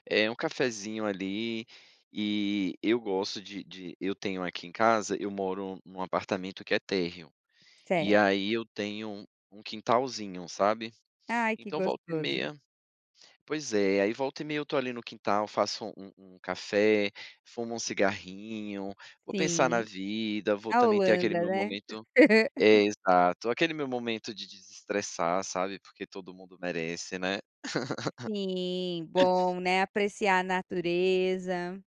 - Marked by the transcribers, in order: laugh
- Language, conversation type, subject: Portuguese, podcast, O que te ajuda a desconectar depois do trabalho?